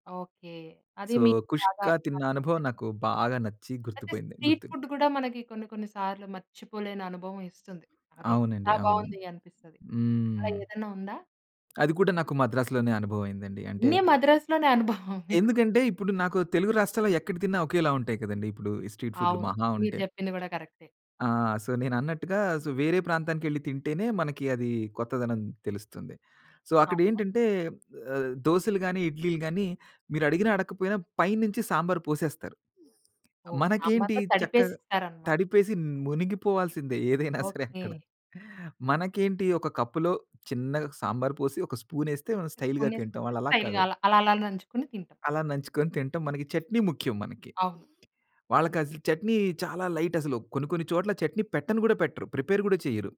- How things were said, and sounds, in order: in English: "సో"; in Hindi: "కుష్కా"; unintelligible speech; in English: "స్ట్రీట్"; other background noise; tapping; in English: "స్ట్రీట్"; in English: "సో"; in English: "సో"; in English: "సో"; in English: "ఏదైనా సరే అక్కడ"; other noise; in English: "స్టైల్‌గా"; in English: "ప్రిపేర్"
- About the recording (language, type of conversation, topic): Telugu, podcast, మీరు ప్రయత్నించిన స్థానిక వంటకాలలో మరిచిపోలేని అనుభవం ఏది?